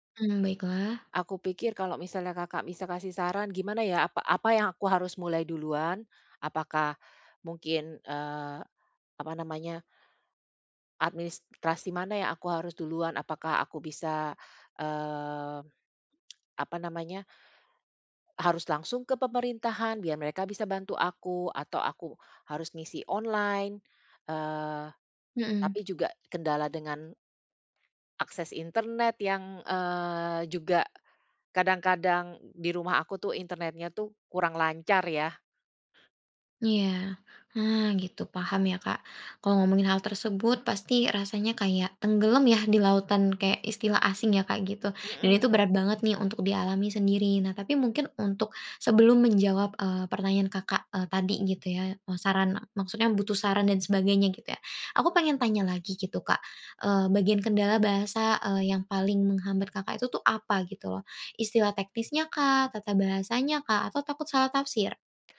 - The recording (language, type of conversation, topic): Indonesian, advice, Apa saja masalah administrasi dan dokumen kepindahan yang membuat Anda bingung?
- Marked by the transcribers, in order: tapping; other background noise